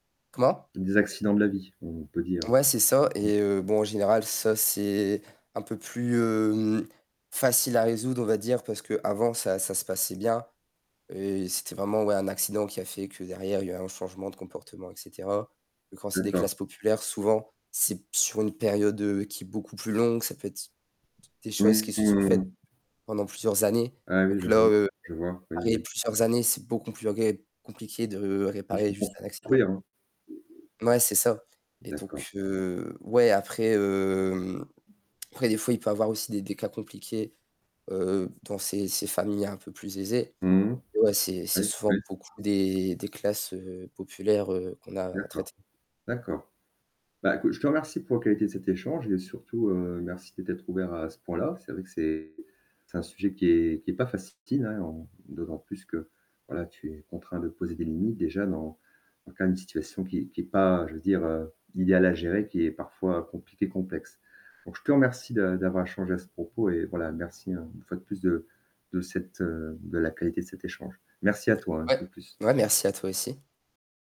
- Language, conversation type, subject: French, podcast, Comment poses-tu des limites sans culpabiliser ?
- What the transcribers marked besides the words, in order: static; distorted speech; "compliqué" said as "complogé"; other background noise; tapping